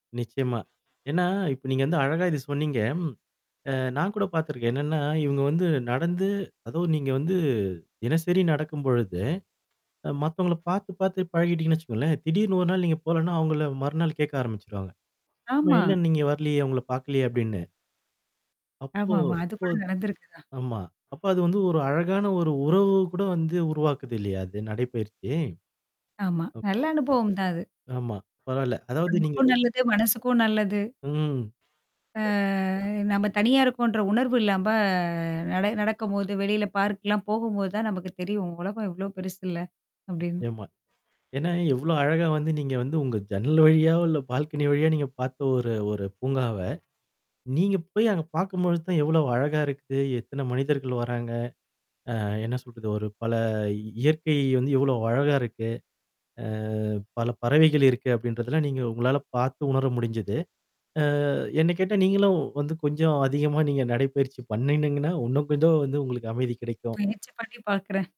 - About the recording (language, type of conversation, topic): Tamil, podcast, பார்க்கில் நடைப்பயிற்சி செய்வது உங்களுக்கு எப்படி அமைதியை அளிக்கிறது?
- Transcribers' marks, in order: mechanical hum; tapping; static; distorted speech; other noise; "ஆமா" said as "ஏமா"; laughing while speaking: "அதிகமா நீங்க நடைப்பயிற்சி பண்ணணீங்கன்னா, உன்னும் கொஞ்சம் வந்து உங்களுக்கு அமைதி கிடைக்கும்"